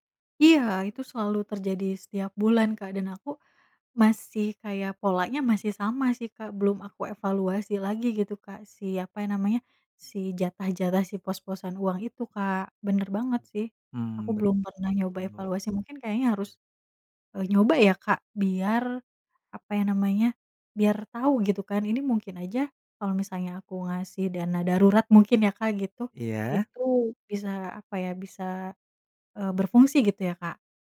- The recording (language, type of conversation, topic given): Indonesian, advice, Mengapa saya sering bertengkar dengan pasangan tentang keuangan keluarga, dan bagaimana cara mengatasinya?
- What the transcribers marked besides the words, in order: none